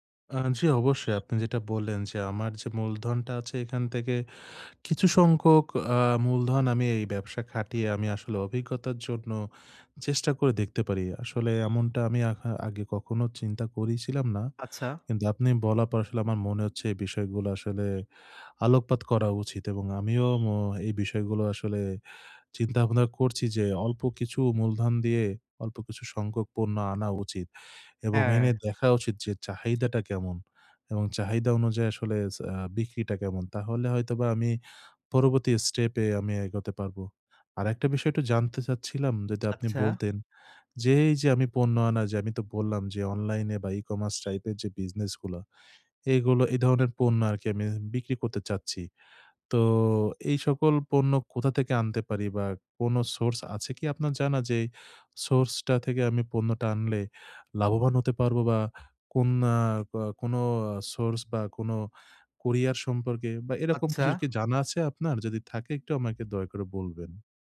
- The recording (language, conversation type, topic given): Bengali, advice, ব্যর্থতার ভয়ে চেষ্টা করা বন্ধ করা
- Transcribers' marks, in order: whistle; "করেছিলাম" said as "করিছিলাম"; whistle; whistle; whistle